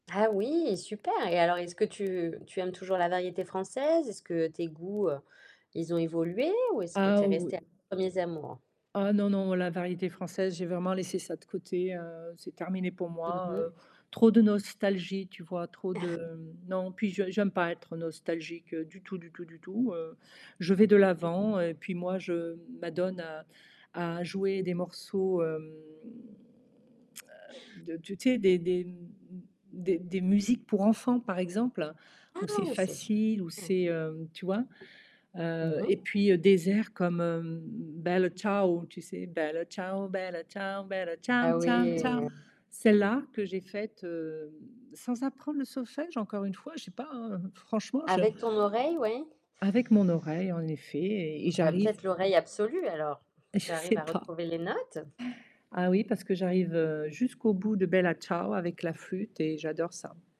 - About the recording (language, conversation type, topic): French, podcast, Qui, dans ta famille, t’a transmis tes goûts musicaux ?
- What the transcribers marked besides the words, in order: static; distorted speech; tapping; chuckle; drawn out: "hem"; tsk; other background noise; put-on voice: "Bella Ciao"; singing: "Bella ciao, Bella ciao, Bella ciao ciao ciao"; laughing while speaking: "Je sais pas"; put-on voice: "Bella Ciao"